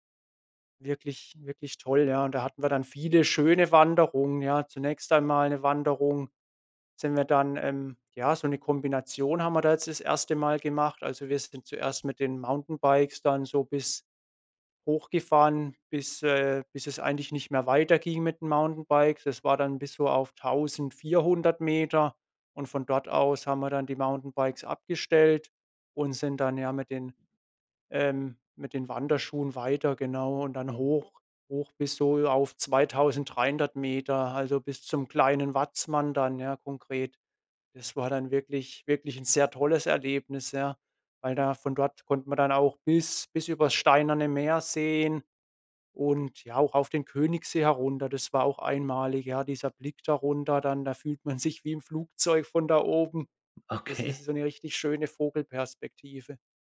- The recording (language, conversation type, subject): German, podcast, Erzählst du mir von deinem schönsten Naturerlebnis?
- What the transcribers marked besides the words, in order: laughing while speaking: "sich"